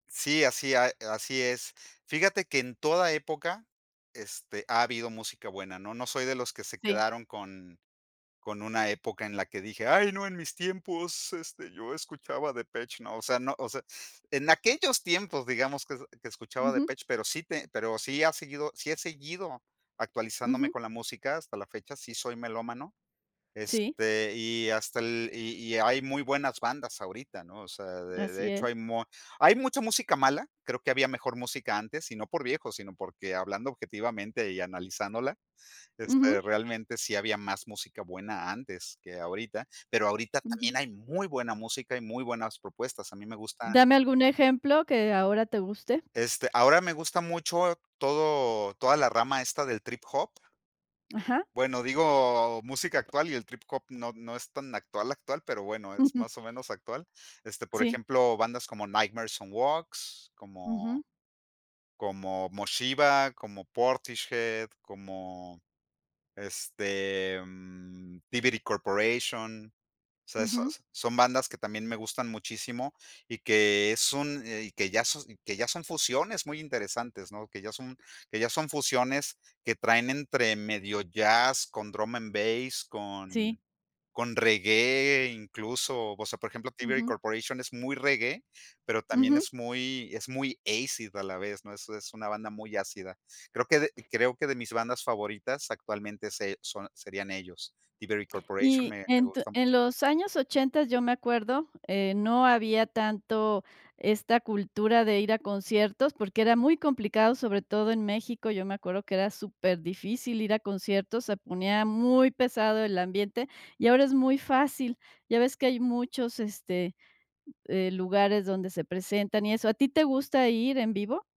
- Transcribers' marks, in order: put-on voice: "ay no, en mis tiempos, este, yo escuchaba Depeche"; tapping; chuckle; other background noise
- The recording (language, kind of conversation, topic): Spanish, podcast, ¿Cómo descubriste tu gusto musical?